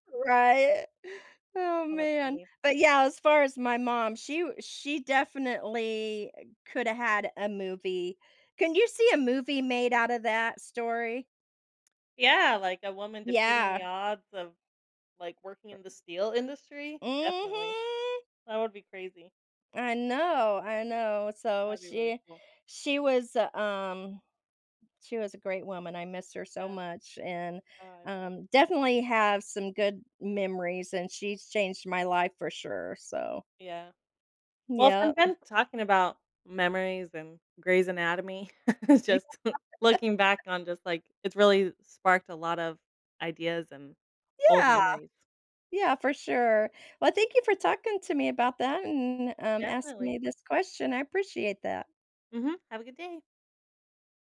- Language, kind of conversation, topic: English, unstructured, How does revisiting old memories change our current feelings?
- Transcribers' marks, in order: drawn out: "Mhm"; chuckle; laugh; chuckle